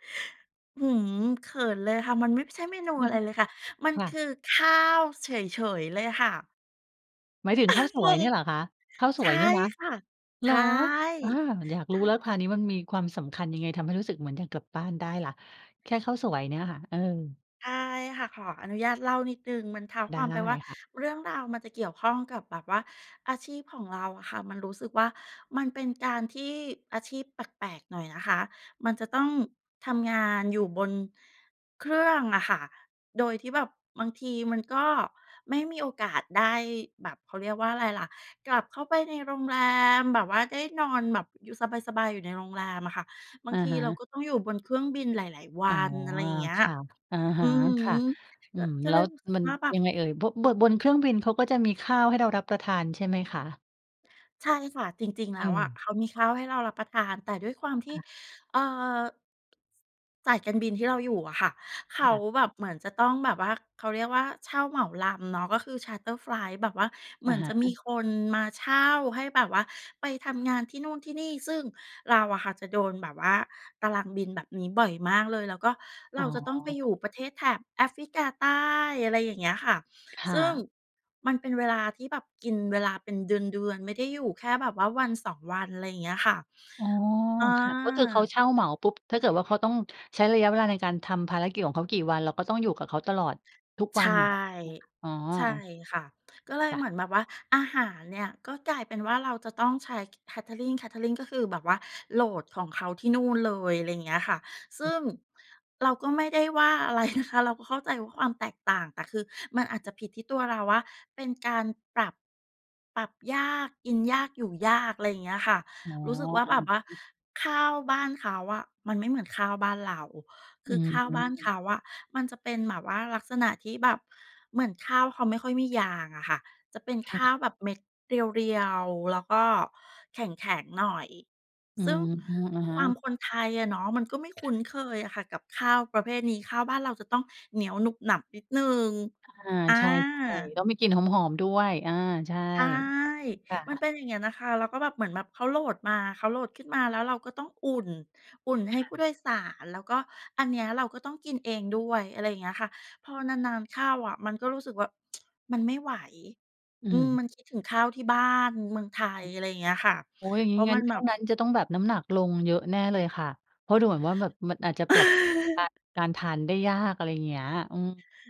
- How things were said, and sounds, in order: other noise; chuckle; stressed: "ข้าว"; chuckle; laughing while speaking: "งง"; other background noise; in English: "Charter Flight"; in English: "Catering Catering"; laughing while speaking: "อะไร"; tsk; chuckle
- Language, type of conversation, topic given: Thai, podcast, อาหารจานไหนที่ทำให้คุณรู้สึกเหมือนได้กลับบ้านมากที่สุด?